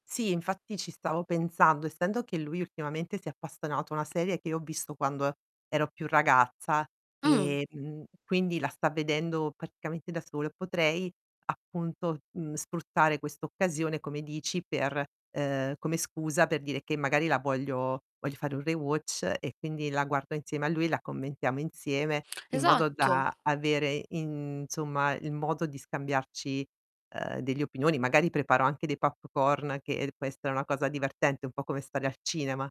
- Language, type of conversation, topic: Italian, advice, Come posso gestire il senso di colpa per non passare abbastanza tempo con i miei figli?
- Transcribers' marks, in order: "appassionato" said as "appastonato"; tapping; static; "sfruttare" said as "spruttare"; in English: "rewatch"; background speech; "delle" said as "deglie"; "popcorn" said as "papcorn"